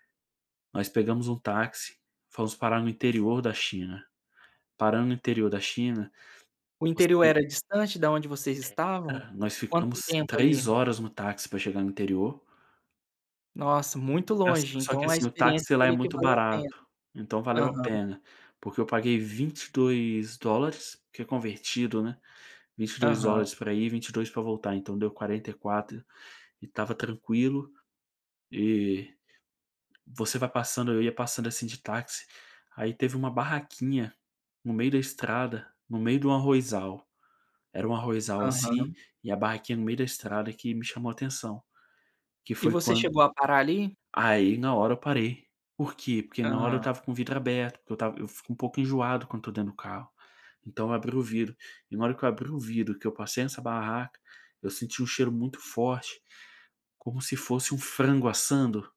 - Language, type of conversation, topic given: Portuguese, podcast, Qual foi uma comida que você provou em uma viagem e nunca esqueceu?
- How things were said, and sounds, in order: tapping